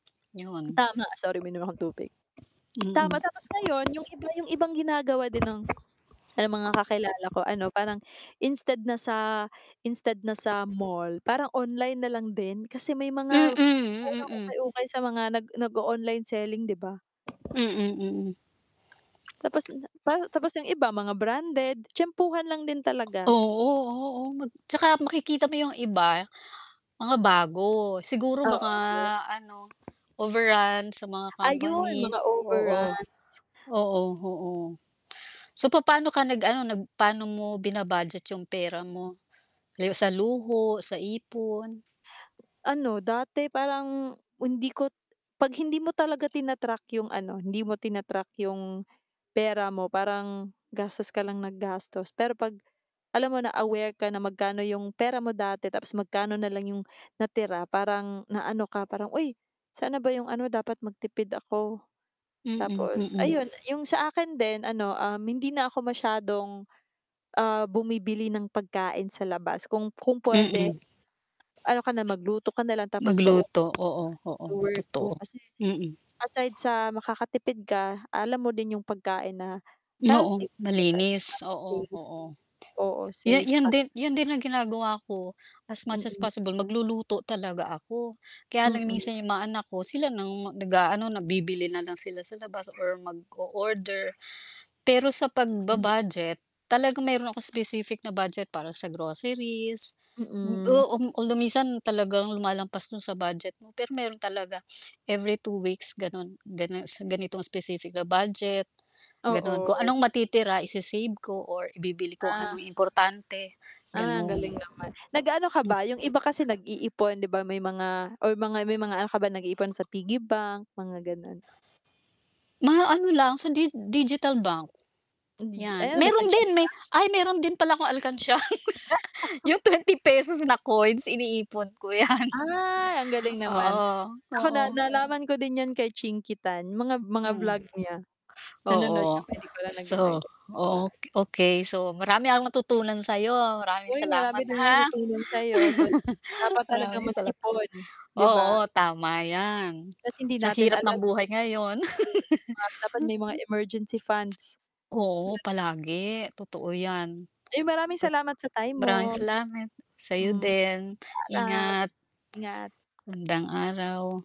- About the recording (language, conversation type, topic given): Filipino, unstructured, Paano mo pinaplano ang paggamit ng pera mo sa araw-araw?
- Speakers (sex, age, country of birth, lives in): female, 30-34, Philippines, United States; female, 55-59, Philippines, Philippines
- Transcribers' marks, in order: tapping; other background noise; distorted speech; background speech; static; unintelligible speech; mechanical hum; dog barking; sniff; chuckle; laugh; drawn out: "Ay"; laughing while speaking: "'yan"; unintelligible speech; laugh; laugh